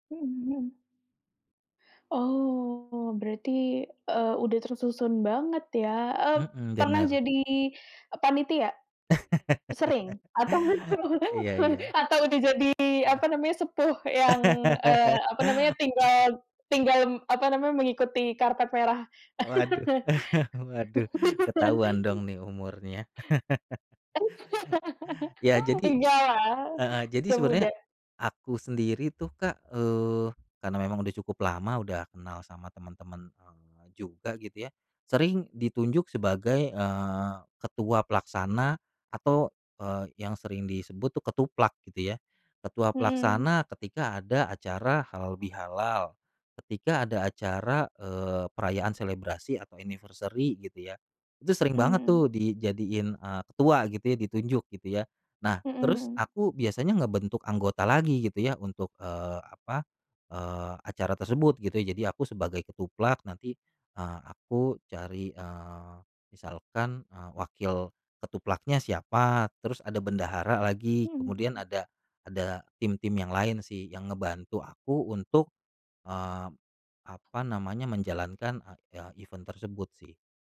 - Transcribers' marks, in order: laugh; unintelligible speech; laugh; chuckle; laugh; chuckle; laugh; in English: "anniversary"; in English: "event"
- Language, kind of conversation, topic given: Indonesian, podcast, Apa yang membuat seseorang merasa menjadi bagian dari sebuah komunitas?